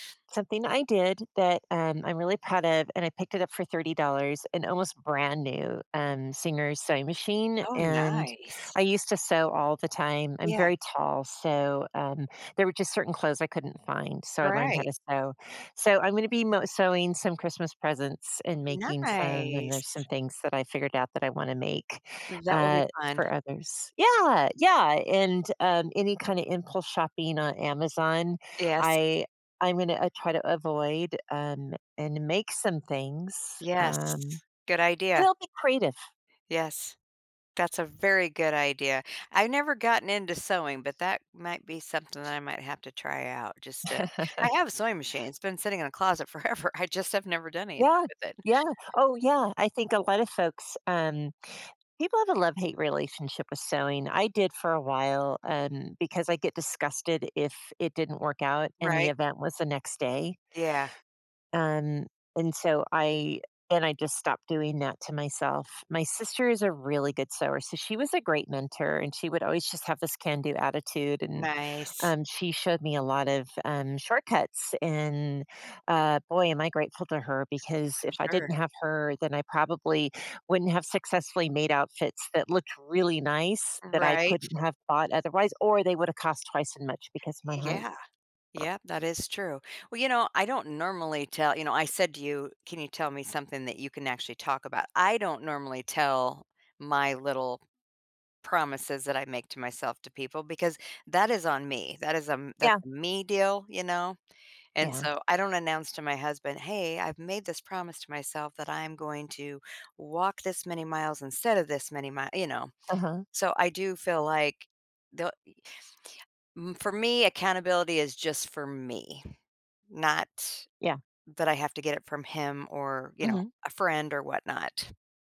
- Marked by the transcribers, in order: drawn out: "Nice"; laugh; laughing while speaking: "forever"; drawn out: "Nice"; other background noise
- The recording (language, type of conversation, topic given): English, unstructured, What's the best way to keep small promises to oneself?